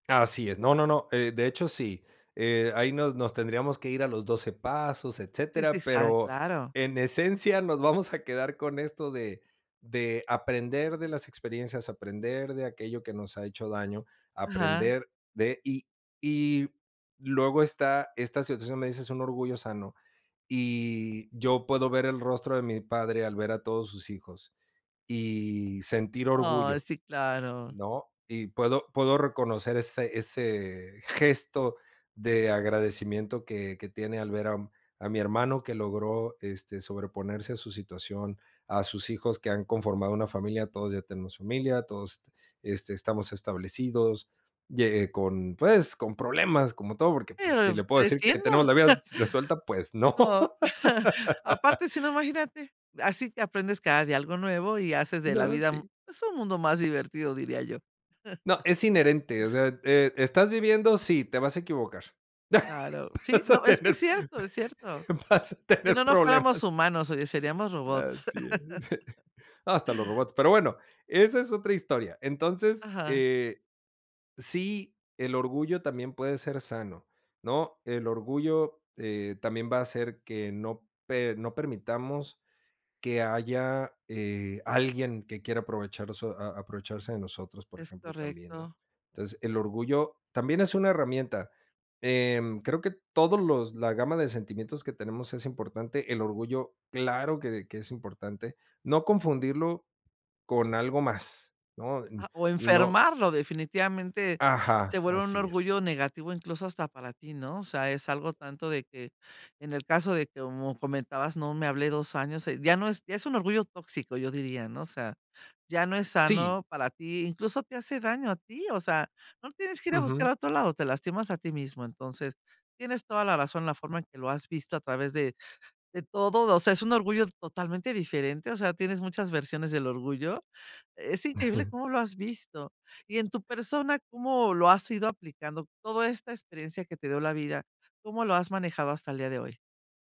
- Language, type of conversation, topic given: Spanish, podcast, ¿Qué significa para ti el orgullo?
- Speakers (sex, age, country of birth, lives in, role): female, 55-59, Mexico, Mexico, host; male, 40-44, Mexico, Mexico, guest
- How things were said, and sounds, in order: tapping; laughing while speaking: "vamos"; chuckle; laugh; chuckle; laugh; laughing while speaking: "Vas a tener vas a tener problemas"; chuckle; laugh; chuckle